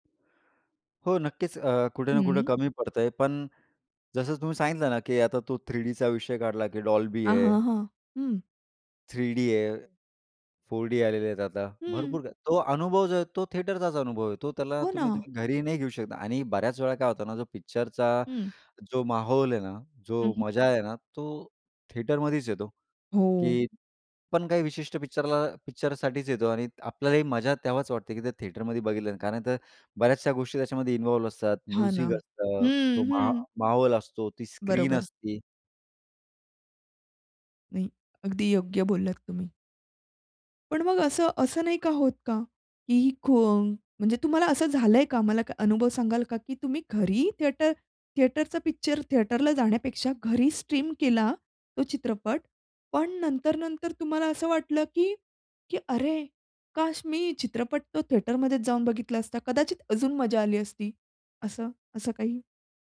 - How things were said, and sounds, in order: other background noise; tapping; in English: "थिएटरचा"; in English: "थिएटरमध्येच"; in English: "थिएटरमध्येच"; in English: "म्युझिक"; in English: "थिएटर थिएटरचा पिक्चर थिएटरला"; in English: "थिएटरमध्येच"
- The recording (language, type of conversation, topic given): Marathi, podcast, तुम्हाला चित्रपट सिनेमागृहात पाहणे आवडते की घरी ओटीटीवर पाहणे आवडते?